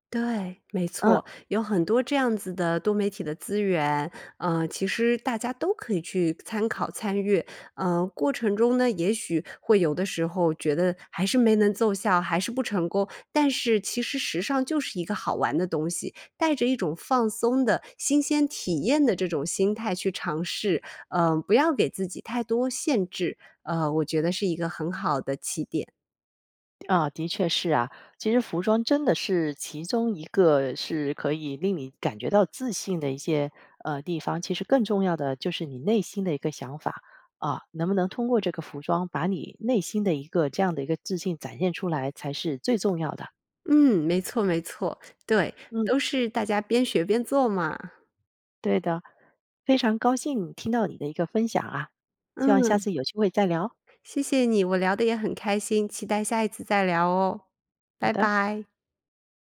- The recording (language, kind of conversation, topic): Chinese, podcast, 你是否有过通过穿衣打扮提升自信的经历？
- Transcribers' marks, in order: none